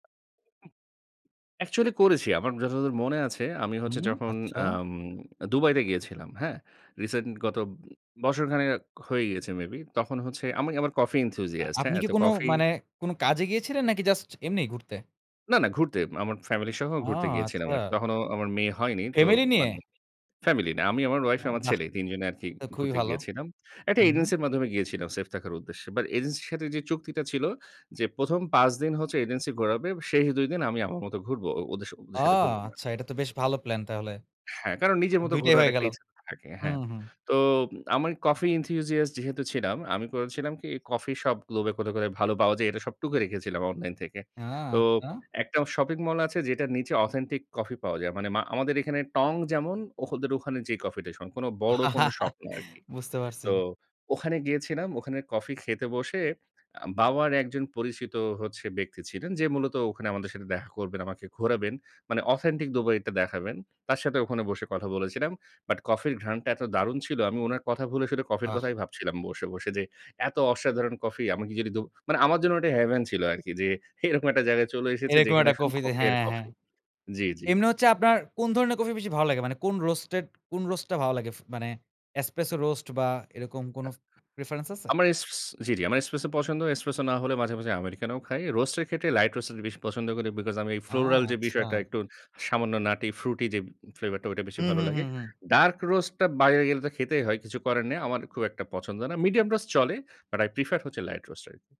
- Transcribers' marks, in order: in English: "Coffee Enthusiast"; in English: "Coffee Enthusiast"; in English: "globe"; in English: "authentic coffee"; laugh; "কফি স্টেশন" said as "কফিটেশন"; in English: "heaven"; scoff; in English: "Roasted"; in English: "Roast"; blowing; in English: "Espresso Roast"; in English: "preference"; in English: "Espresso"; in English: "Espresso"; in English: "Americano"; in English: "Roast"; in English: "Light Roast"; in English: "floral"; in English: "nutty fruity"; in English: "Dark Roast"; in English: "Medium Roast"; in English: "but i prefer"; in English: "Light Roast"
- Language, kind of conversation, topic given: Bengali, podcast, বিদেশে দেখা কারো সঙ্গে বসে চা-কফি খাওয়ার স্মৃতি কীভাবে শেয়ার করবেন?